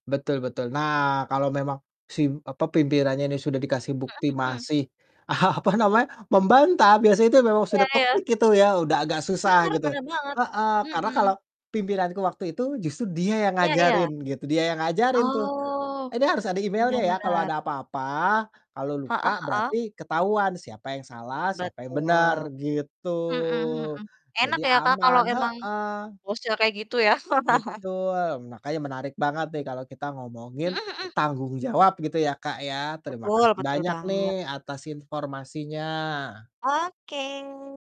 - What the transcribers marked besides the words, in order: "si" said as "sim"; distorted speech; laughing while speaking: "apa namanya"; drawn out: "Oh"; laugh
- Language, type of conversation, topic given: Indonesian, unstructured, Apa yang membuat Anda sedih saat melihat pemimpin yang tidak bertanggung jawab?
- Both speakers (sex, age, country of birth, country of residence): female, 20-24, Indonesia, Indonesia; male, 30-34, Indonesia, Indonesia